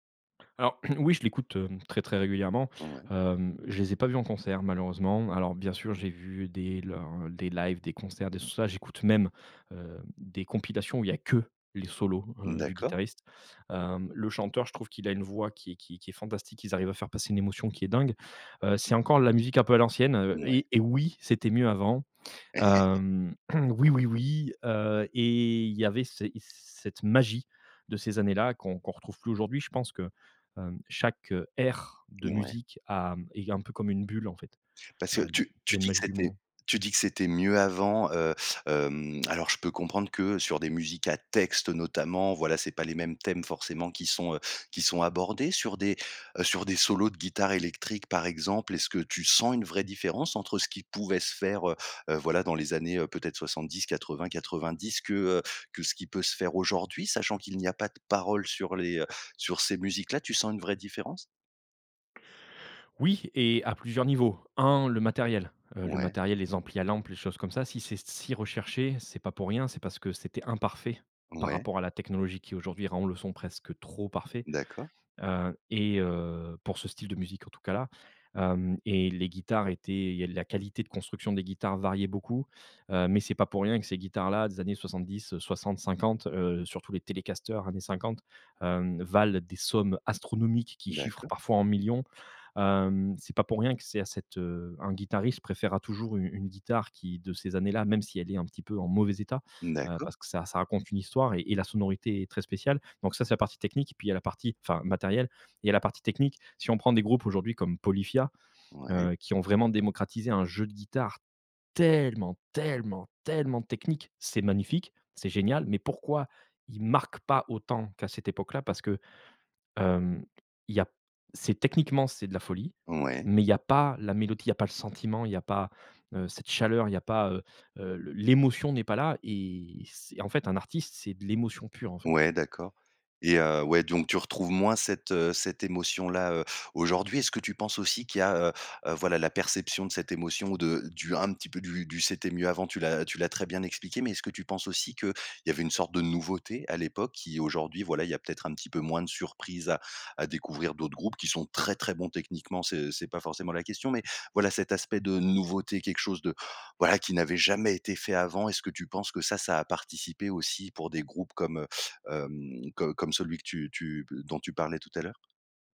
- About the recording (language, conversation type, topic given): French, podcast, Quel album emmènerais-tu sur une île déserte ?
- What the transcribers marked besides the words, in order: stressed: "que"; laugh; stressed: "oui"; stressed: "magie"; stressed: "texte"; stressed: "sens"; stressed: "parole"; stressed: "si"; stressed: "trop"; in English: "telecaster"; stressed: "tellement, tellement, tellement"; stressed: "marquent"